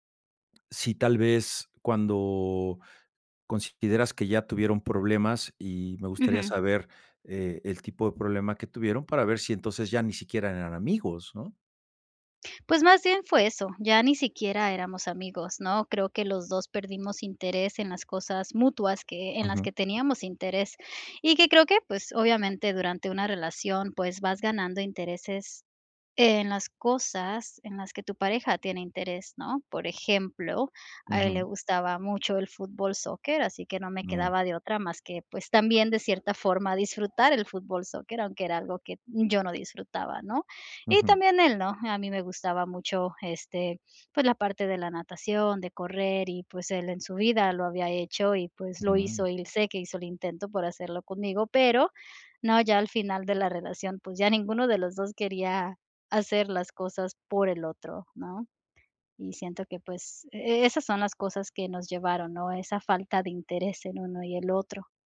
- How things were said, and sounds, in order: none
- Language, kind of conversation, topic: Spanish, advice, ¿Cómo puedo poner límites claros a mi ex que quiere ser mi amigo?